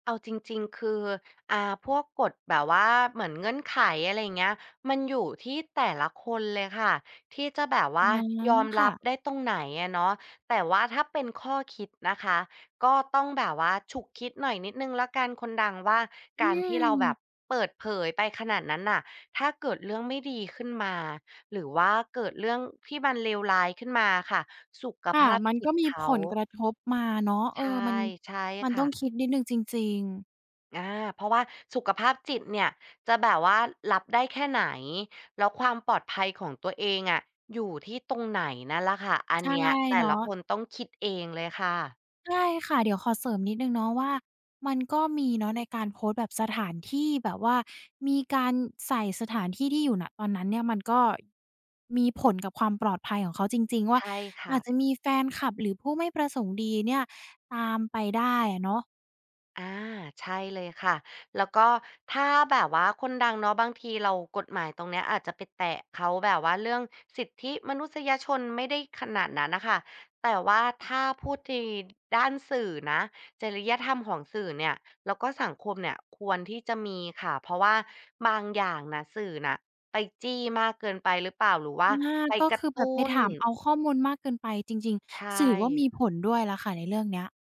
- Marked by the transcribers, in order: other background noise; tapping
- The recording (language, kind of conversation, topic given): Thai, podcast, การเปิดเผยชีวิตส่วนตัวของคนดังควรมีขอบเขตแค่ไหน?